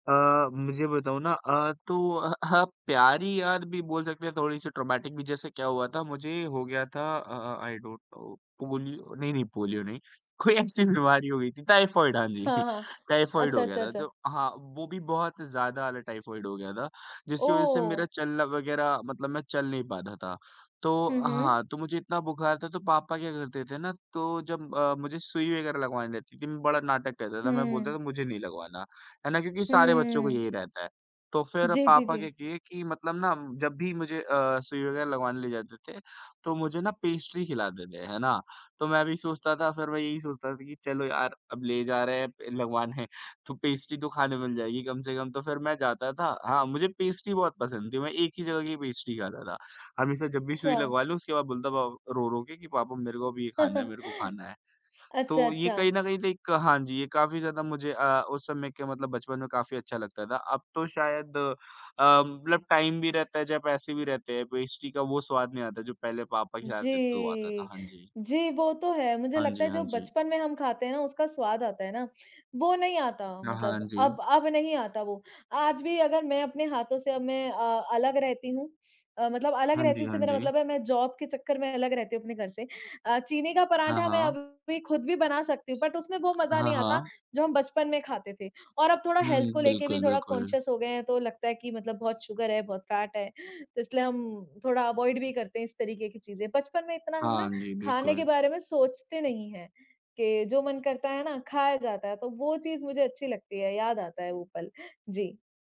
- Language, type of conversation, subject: Hindi, unstructured, आपकी सबसे प्यारी बचपन की याद कौन-सी है?
- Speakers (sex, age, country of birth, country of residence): female, 25-29, India, India; male, 18-19, India, India
- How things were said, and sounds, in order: laughing while speaking: "अ, हाँ"; in English: "ट्रॉमेटिक"; in English: "आई डोंट नो"; chuckle; in English: "लाइक"; in English: "टाइम"; in English: "जॉब"; in English: "बट"; tapping; in English: "हेल्थ"; in English: "कॉन्शियस"; in English: "शुगर"; in English: "अवॉइड"